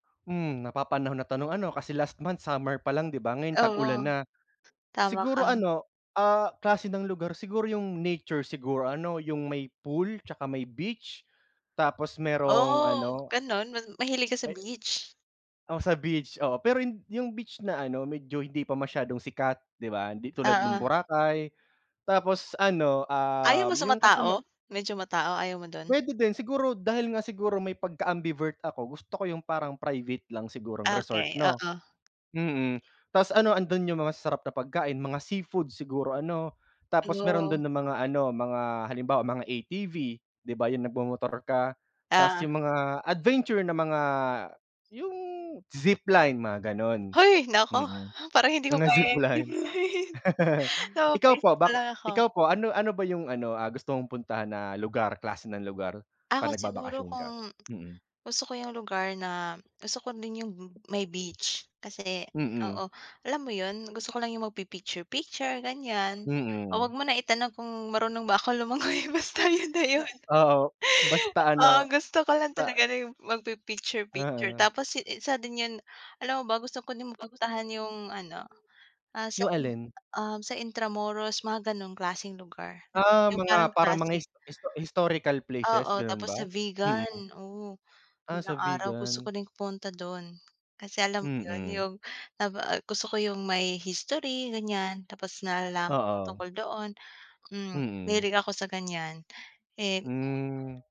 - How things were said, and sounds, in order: laughing while speaking: "Mga zipline"; laugh; laughing while speaking: "lumangoy basta 'yun na 'yun"; background speech; tapping
- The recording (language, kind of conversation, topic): Filipino, unstructured, Anong uri ng lugar ang gusto mong puntahan kapag nagbabakasyon?